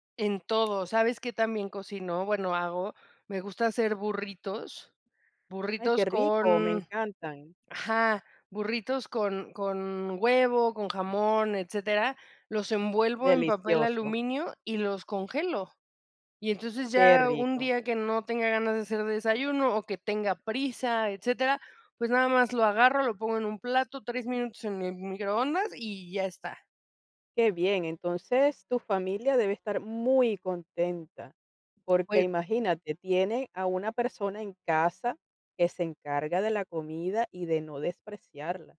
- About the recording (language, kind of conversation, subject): Spanish, podcast, ¿Cómo manejas las sobras para que no se desperdicien?
- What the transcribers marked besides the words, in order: none